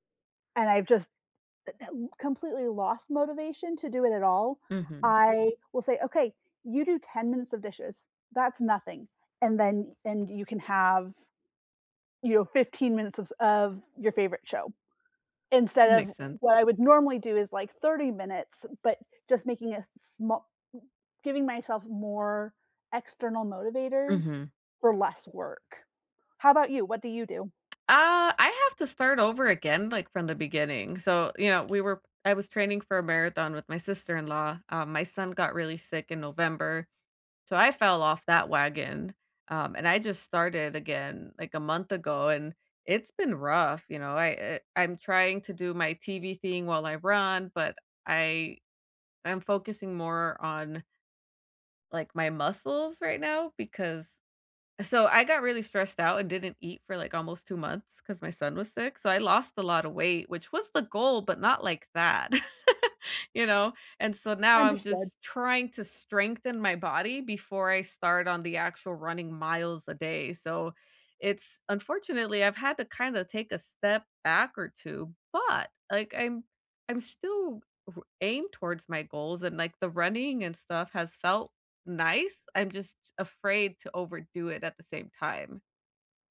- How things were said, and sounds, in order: other background noise; laugh
- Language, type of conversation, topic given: English, unstructured, How do you stay motivated when working toward a big goal?